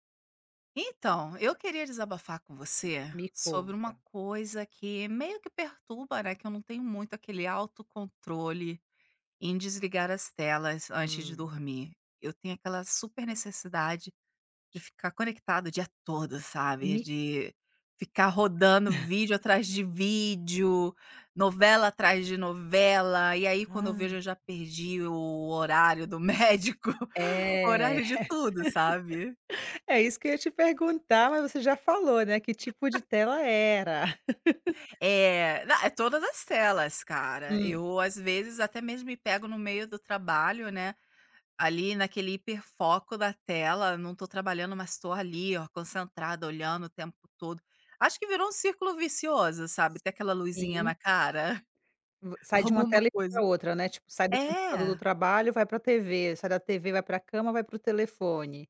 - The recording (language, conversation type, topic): Portuguese, advice, Como posso lidar com a dificuldade de desligar as telas antes de dormir?
- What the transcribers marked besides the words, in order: tapping; chuckle; laughing while speaking: "médico"; laugh; chuckle; laugh; other background noise